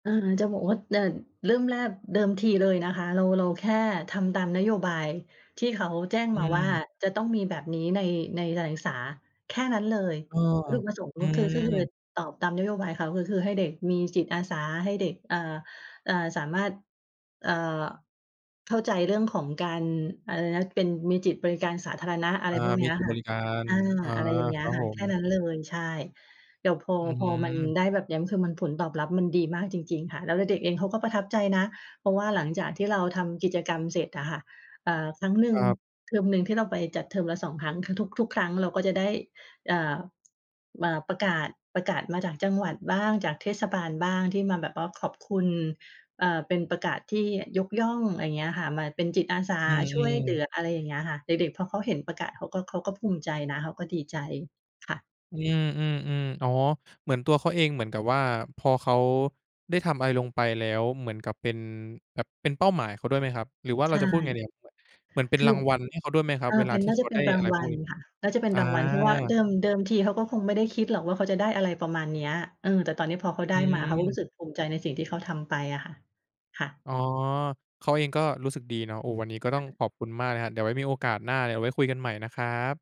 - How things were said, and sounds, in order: none
- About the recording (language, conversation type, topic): Thai, podcast, คุณเคยเข้าร่วมกิจกรรมเก็บขยะหรือกิจกรรมอนุรักษ์สิ่งแวดล้อมไหม และช่วยเล่าให้ฟังได้ไหม?